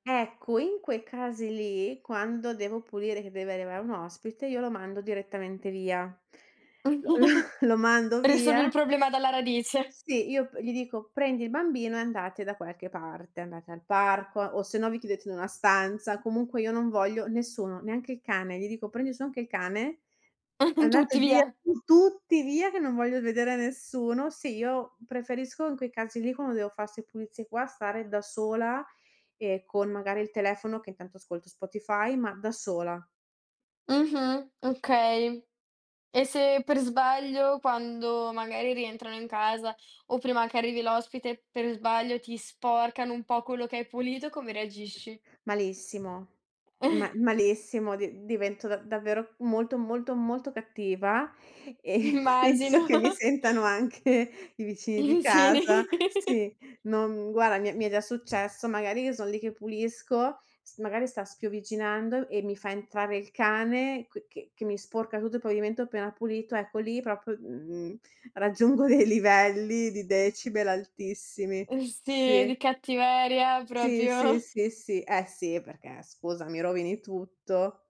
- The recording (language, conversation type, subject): Italian, podcast, Come vi organizzate per dividere le faccende domestiche in una convivenza?
- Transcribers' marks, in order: chuckle; chuckle; other background noise; chuckle; laughing while speaking: "penso che mi sentano anche"; laughing while speaking: "Immagino"; laughing while speaking: "I vicini"; laughing while speaking: "livelli di decibel"